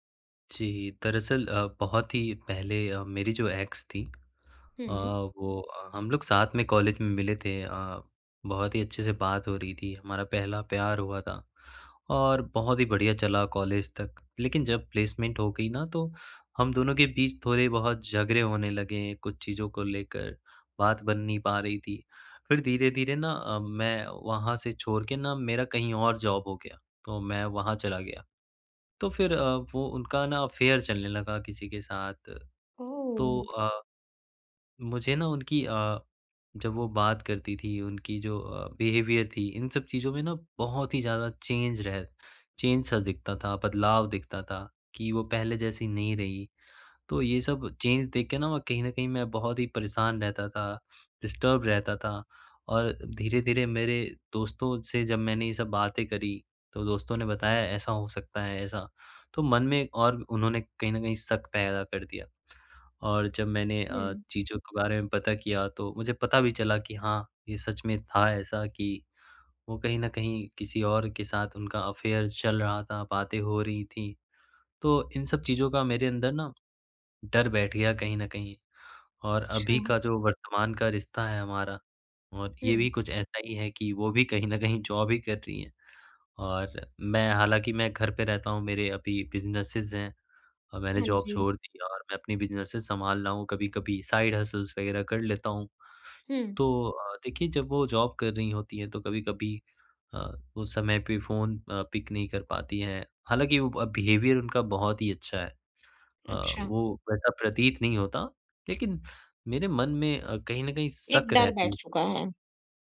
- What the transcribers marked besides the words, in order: in English: "एक्स"; in English: "जॉब"; in English: "अफ़ेयर"; tapping; in English: "बिहेवियर"; in English: "चेंज"; in English: "चेंज"; in English: "चेंज"; in English: "डिस्टर्ब"; in English: "अफ़ेयर"; in English: "जॉब"; in English: "बिज़नेसेस"; in English: "जॉब"; in English: "बिज़नेसेस"; in English: "साइड हसल्स"; in English: "जॉब"; in English: "पिक"; in English: "बिहेवियर"
- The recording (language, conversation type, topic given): Hindi, advice, पिछले रिश्ते का दर्द वर्तमान रिश्ते में आना